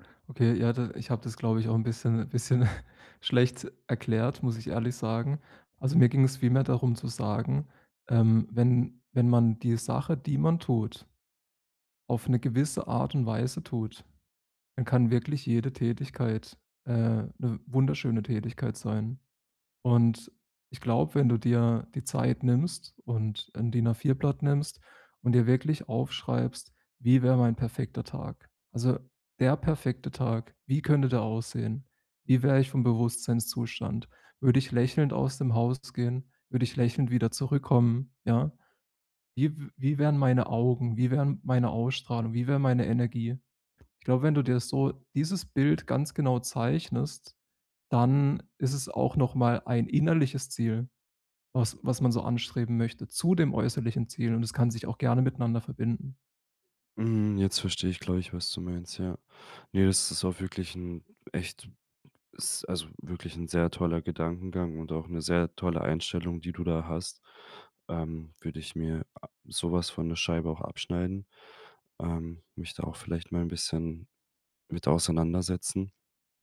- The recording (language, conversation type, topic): German, advice, Wie finde ich heraus, welche Werte mir wirklich wichtig sind?
- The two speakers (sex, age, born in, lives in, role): male, 25-29, Germany, Germany, user; male, 30-34, Germany, Germany, advisor
- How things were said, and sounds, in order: chuckle; other noise